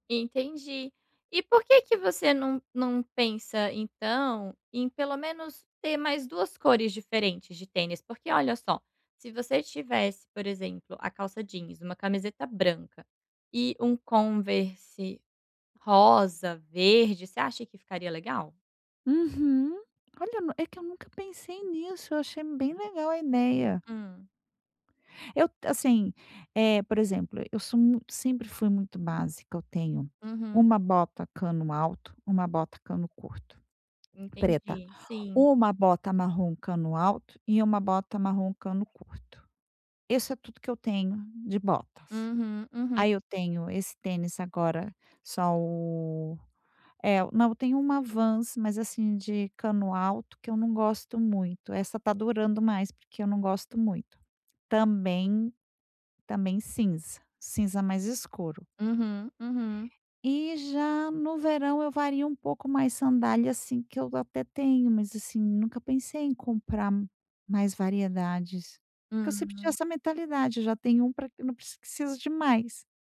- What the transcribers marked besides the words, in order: none
- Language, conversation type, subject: Portuguese, advice, Como posso escolher roupas que me caiam bem e me façam sentir bem?